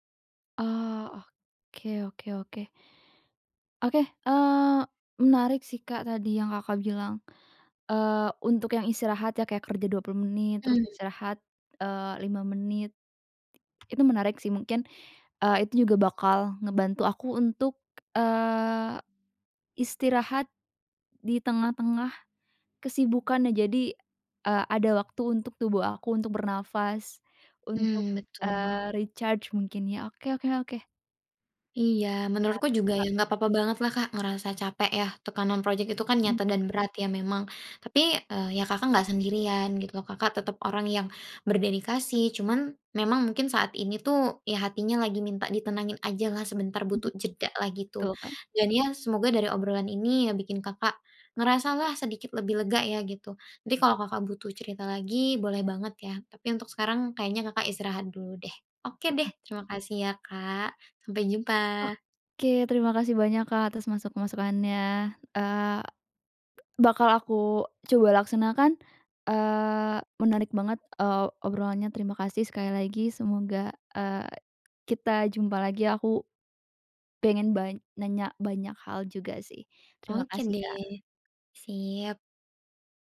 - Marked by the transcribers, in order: in English: "recharge"; fan; chuckle; other background noise
- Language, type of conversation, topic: Indonesian, advice, Bagaimana cara berhenti menunda semua tugas saat saya merasa lelah dan bingung?